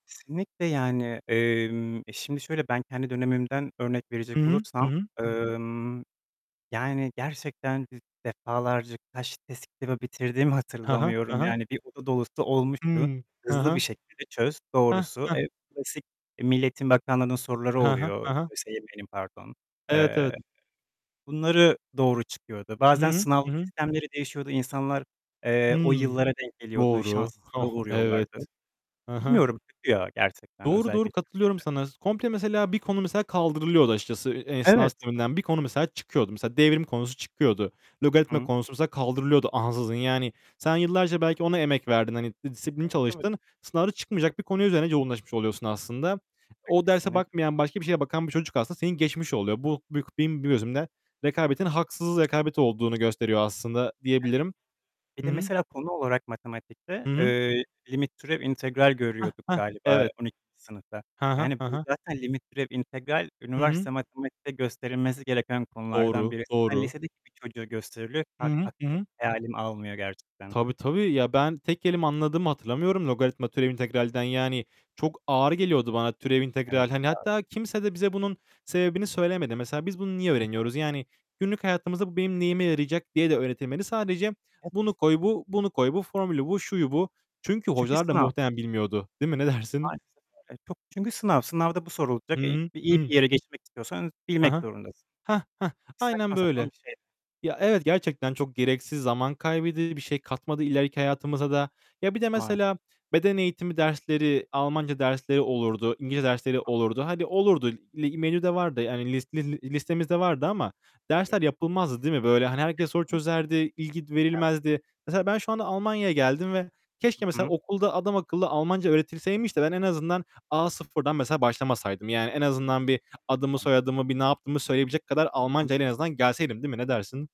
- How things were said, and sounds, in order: distorted speech; other background noise; static; unintelligible speech; unintelligible speech; unintelligible speech; laughing while speaking: "Ne dersin?"; unintelligible speech; unintelligible speech; tapping; unintelligible speech
- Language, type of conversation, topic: Turkish, unstructured, Eğitim sisteminde en çok neyi değiştirmek isterdin?